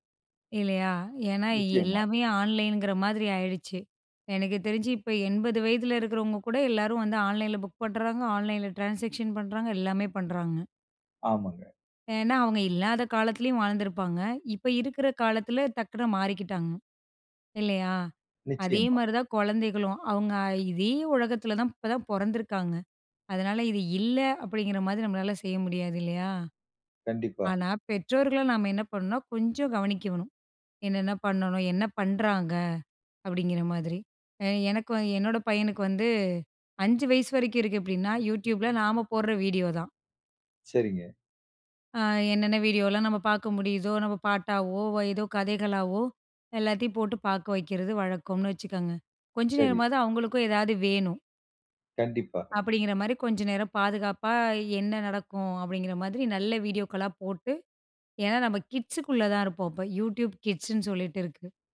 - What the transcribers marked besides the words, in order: in English: "ஆன்லைங்குற"; in English: "ஆன்லைன்ல புக்"; in English: "ஆன்லைன்ல ட்ரான்சாக்ஷன்"; in English: "கிட்ஸுக்குள்ள"; in English: "கிட்ஸ்ன்னு"
- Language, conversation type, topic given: Tamil, podcast, குழந்தைகள் ஆன்லைனில் இருக்கும் போது பெற்றோர் என்னென்ன விஷயங்களை கவனிக்க வேண்டும்?